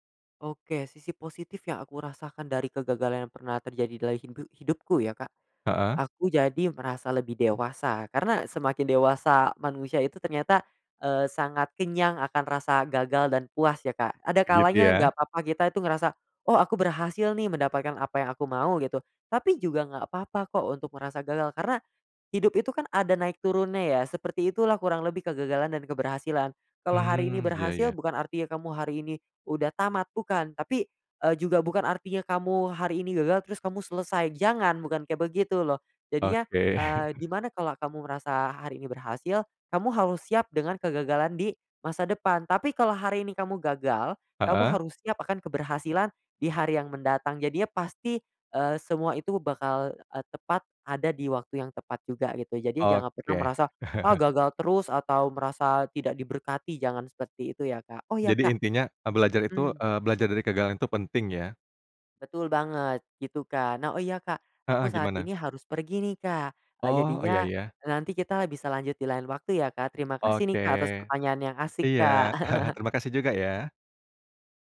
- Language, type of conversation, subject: Indonesian, podcast, Bagaimana cara Anda belajar dari kegagalan tanpa menyalahkan diri sendiri?
- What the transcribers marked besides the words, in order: "dalam" said as "dala"; chuckle; "jadinya" said as "jadiya"; chuckle; chuckle